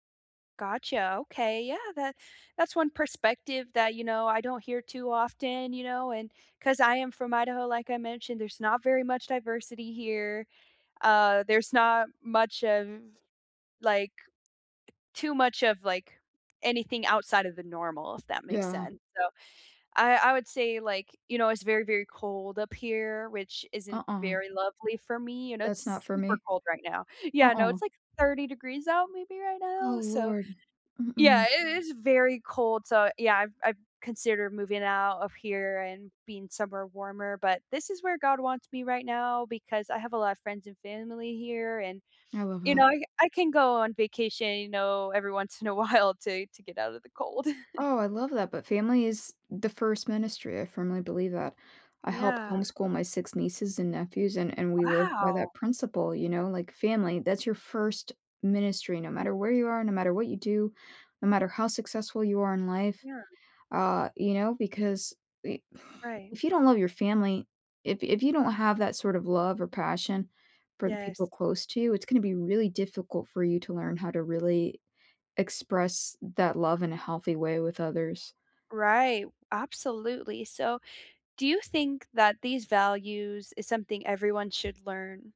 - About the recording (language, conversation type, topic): English, unstructured, What is the most important value to live by?
- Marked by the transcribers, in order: tapping; laughing while speaking: "while"; laugh; surprised: "Wow!"; scoff